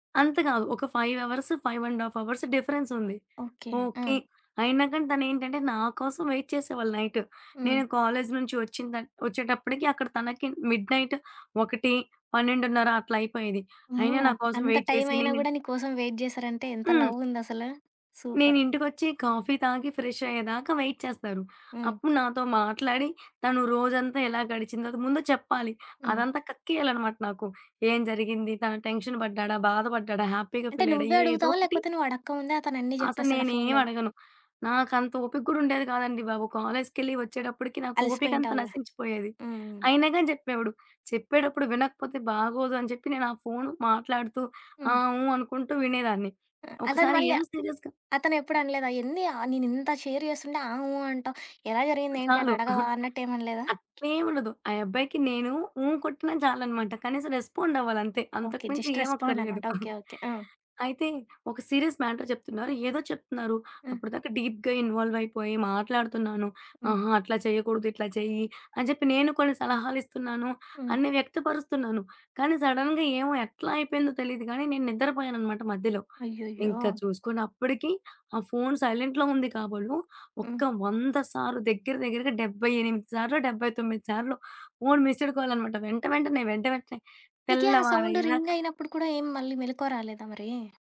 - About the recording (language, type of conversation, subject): Telugu, podcast, ఫోన్‌లో మాట్లాడేటప్పుడు నిజంగా శ్రద్ధగా ఎలా వినాలి?
- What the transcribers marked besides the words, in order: in English: "ఫైవ్ అవర్స్ ఫైవ్ అండ్ హఫ్ అవర్స్"; in English: "వెయిట్"; tapping; in English: "వెయిట్"; in English: "వెయిట్"; other background noise; in English: "సూపర్"; in English: "కాఫీ"; in English: "వెయిట్"; in English: "టెన్షన్"; in English: "హ్యాపీగా"; in English: "సీరియస్‌గా"; in English: "షేర్"; giggle; giggle; in English: "జస్ట్"; in English: "సీరియస్ మ్యాటర్"; in English: "డీప్‌గా"; in English: "సడెన్‌గా"; in English: "సైలెంట్‌లో"